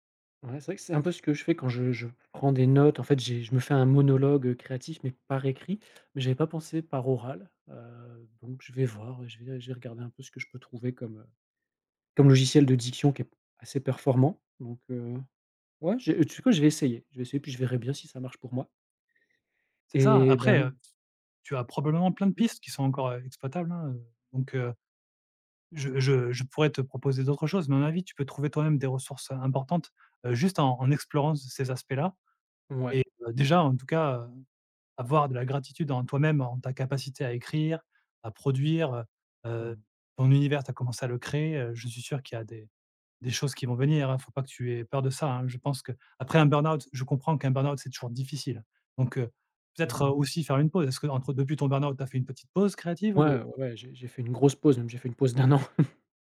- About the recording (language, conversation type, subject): French, advice, Comment surmonter le doute après un échec artistique et retrouver la confiance pour recommencer à créer ?
- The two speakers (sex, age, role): male, 40-44, advisor; male, 40-44, user
- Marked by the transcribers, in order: laughing while speaking: "d' un an"; chuckle